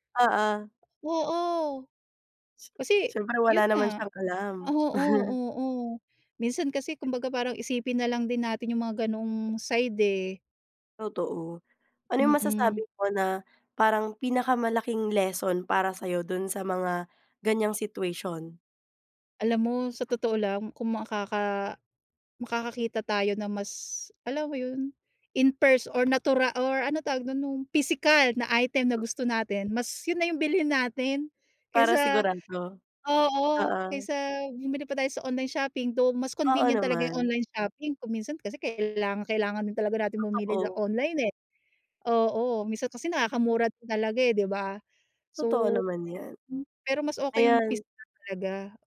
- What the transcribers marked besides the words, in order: chuckle; joyful: "Para sigurado"
- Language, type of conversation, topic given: Filipino, podcast, Ano ang naging karanasan mo sa pamimili online at sa mga naging problema sa paghahatid ng order mo?